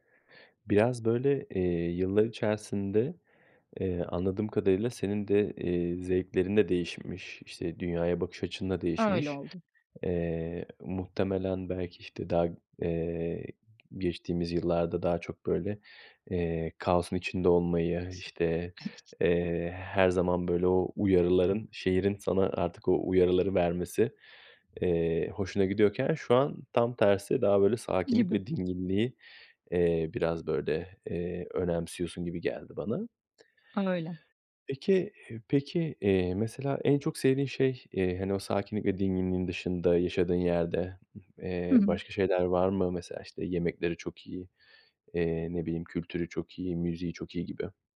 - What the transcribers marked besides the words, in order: tapping; other background noise; other noise
- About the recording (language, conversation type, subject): Turkish, podcast, İnsanların kendilerini ait hissetmesini sence ne sağlar?